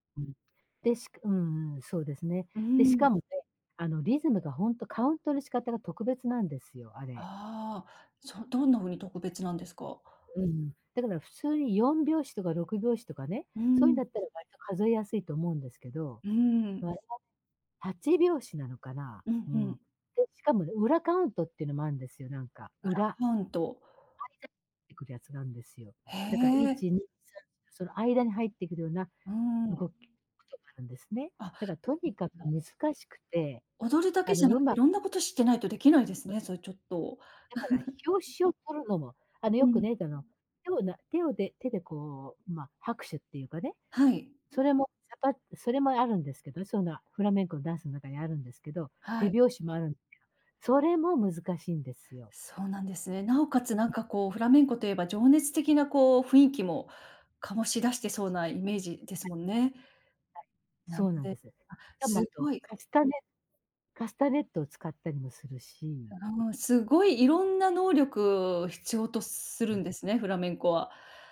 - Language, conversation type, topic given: Japanese, advice, ジムで他人と比べて自己嫌悪になるのをやめるにはどうしたらいいですか？
- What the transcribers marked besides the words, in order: tapping; unintelligible speech; unintelligible speech; chuckle